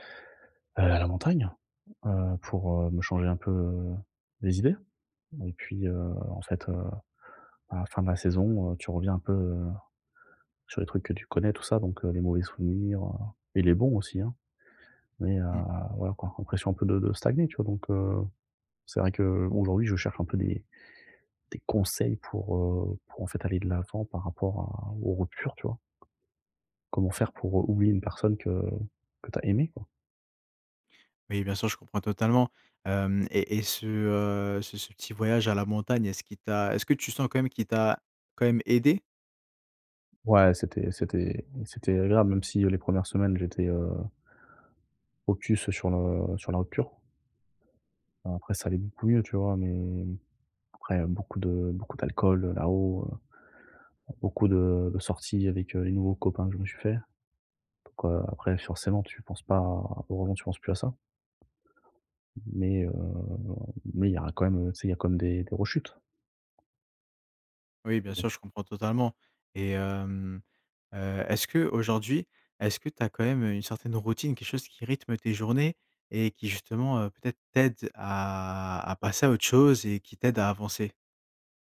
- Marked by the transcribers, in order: stressed: "conseils"; tapping; in English: "focus"; drawn out: "heu"
- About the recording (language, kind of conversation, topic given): French, advice, Comment décrirais-tu ta rupture récente et pourquoi as-tu du mal à aller de l’avant ?